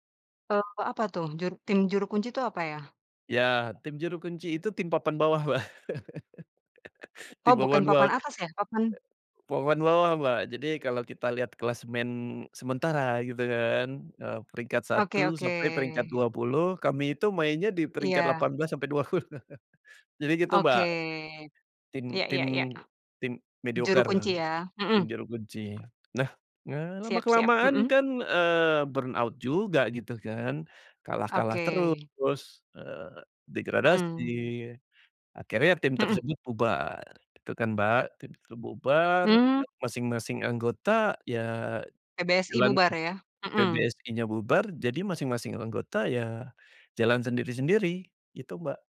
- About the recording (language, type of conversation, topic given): Indonesian, podcast, Bagaimana kamu menyeimbangkan ide sendiri dengan ide tim?
- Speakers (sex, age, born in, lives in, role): female, 30-34, Indonesia, Indonesia, host; male, 40-44, Indonesia, Indonesia, guest
- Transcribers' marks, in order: other background noise; laughing while speaking: "Mbak"; laughing while speaking: "delapan belas sampai dua puluh"; in English: "burnout"